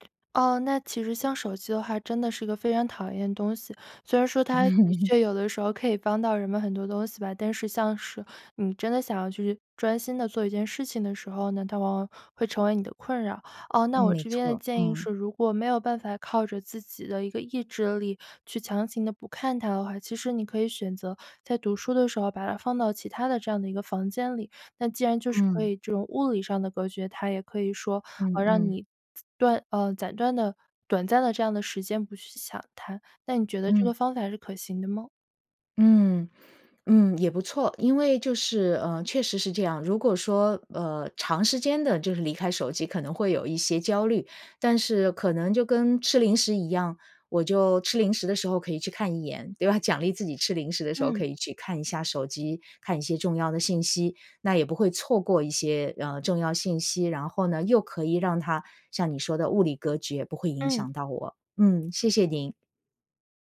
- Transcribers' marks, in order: other background noise; laughing while speaking: "嗯"; laughing while speaking: "对吧"
- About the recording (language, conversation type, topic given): Chinese, advice, 如何才能做到每天读书却不在坐下后就分心？